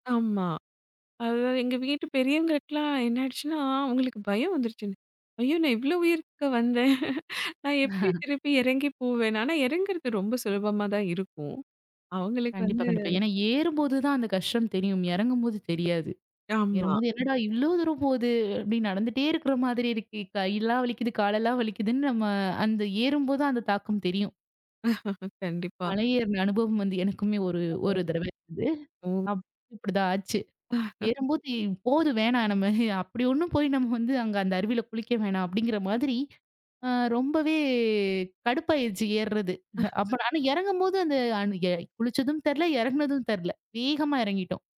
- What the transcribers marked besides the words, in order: other background noise; laugh; chuckle; laugh; tapping; unintelligible speech; chuckle; laughing while speaking: "நம்ம அப்படி ஒண்ணும் போய் நம்ம வந்து"; drawn out: "ரொம்பவே"; chuckle; other noise
- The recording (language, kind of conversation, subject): Tamil, podcast, மலையில் இருந்து சூரிய உதயம் பார்க்கும் அனுபவம் எப்படி இருந்தது?